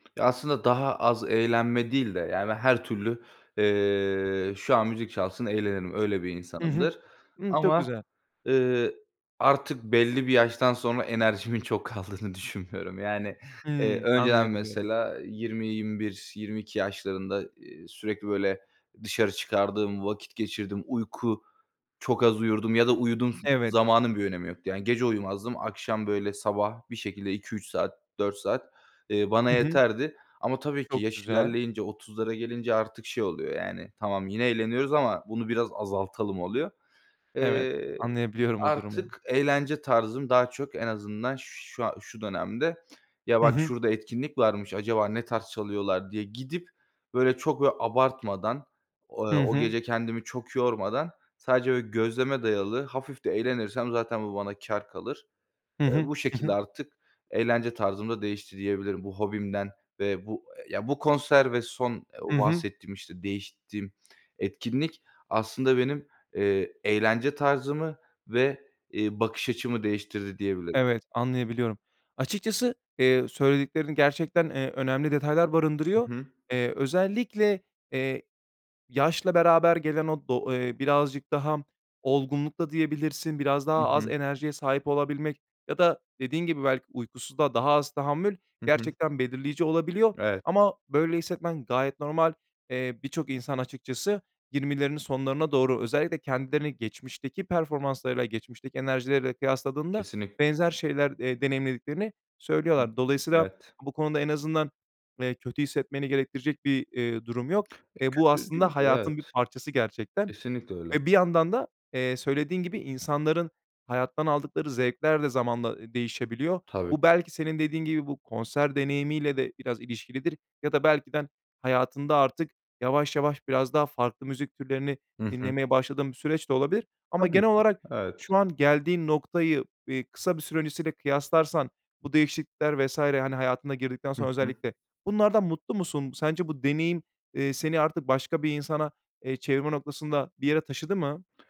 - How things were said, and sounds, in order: laughing while speaking: "kaldığını düşünmüyorum"; other noise; tapping; other background noise; swallow
- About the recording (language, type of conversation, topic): Turkish, podcast, Canlı bir konserde seni gerçekten değiştiren bir an yaşadın mı?